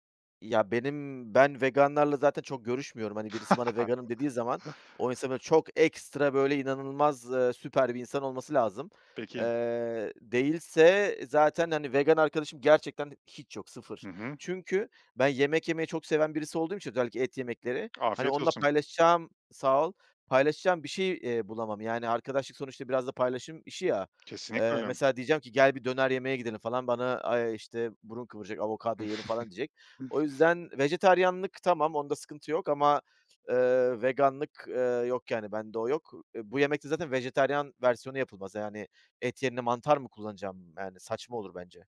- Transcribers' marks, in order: chuckle; tapping; chuckle; other background noise
- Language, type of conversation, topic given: Turkish, podcast, Ailenin aktardığı bir yemek tarifi var mı?